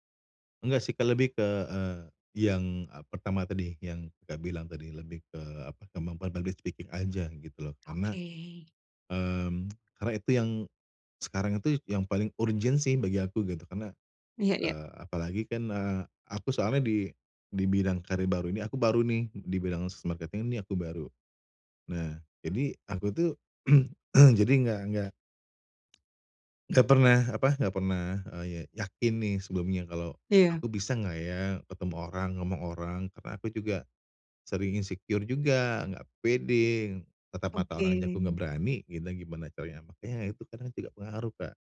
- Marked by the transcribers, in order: in English: "public speaking"; in English: "marketing"; throat clearing; other background noise; in English: "insecure"
- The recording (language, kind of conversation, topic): Indonesian, advice, Bagaimana cara menemukan mentor yang cocok untuk pertumbuhan karier saya?